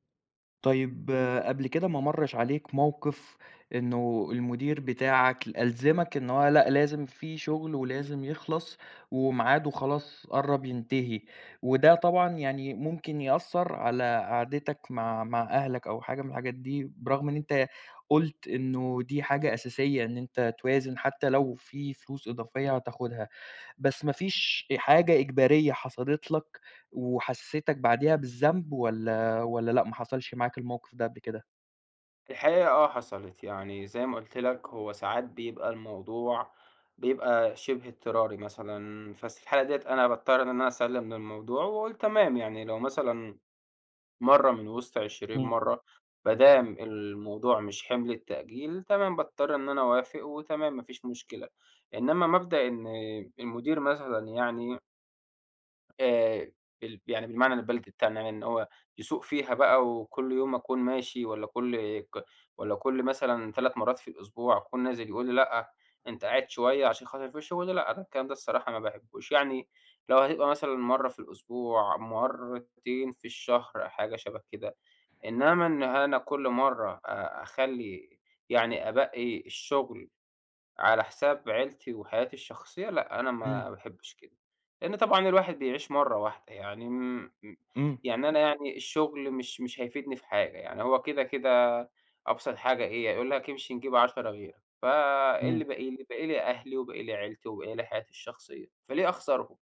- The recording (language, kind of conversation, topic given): Arabic, podcast, إزاي بتوازن بين الشغل وحياتك الشخصية؟
- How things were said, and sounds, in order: tapping; "بس" said as "فس"